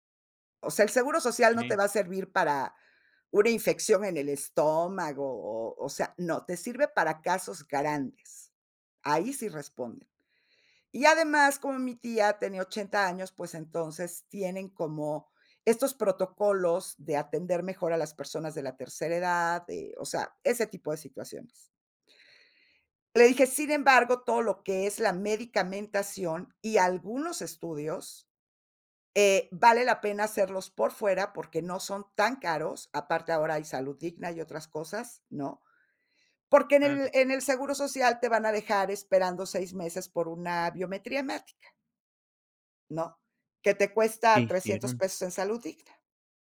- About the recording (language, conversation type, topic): Spanish, podcast, ¿Cómo manejas las decisiones cuando tu familia te presiona?
- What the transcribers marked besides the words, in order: none